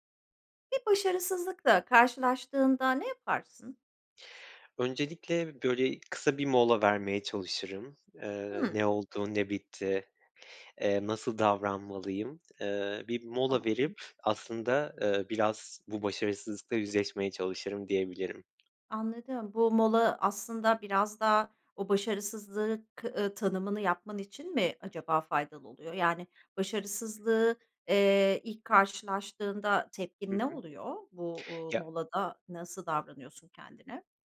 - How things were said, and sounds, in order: none
- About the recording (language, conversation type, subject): Turkish, podcast, Başarısızlıkla karşılaştığında ne yaparsın?